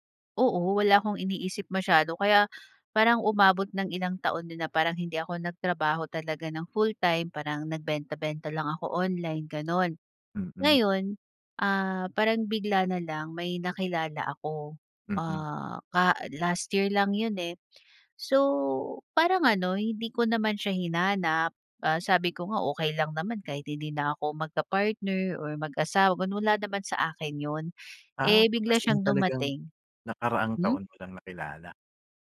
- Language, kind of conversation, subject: Filipino, podcast, Sino ang bigla mong nakilala na nagbago ng takbo ng buhay mo?
- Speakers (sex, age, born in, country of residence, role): female, 30-34, Philippines, Philippines, guest; male, 45-49, Philippines, Philippines, host
- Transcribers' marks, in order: none